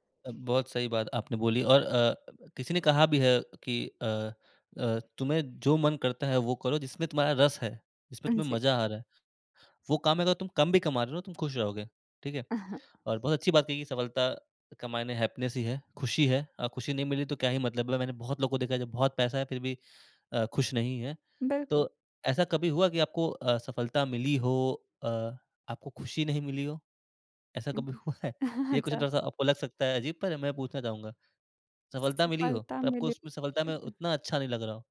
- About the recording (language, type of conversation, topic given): Hindi, podcast, आपको पहली बार कब लगा कि सफलता एक एहसास है, सिर्फ़ अंकों का खेल नहीं?
- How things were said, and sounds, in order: chuckle; in English: "हैप्पीनेस"; laughing while speaking: "हुआ है?"; in English: "क्वेस्चन"; chuckle; unintelligible speech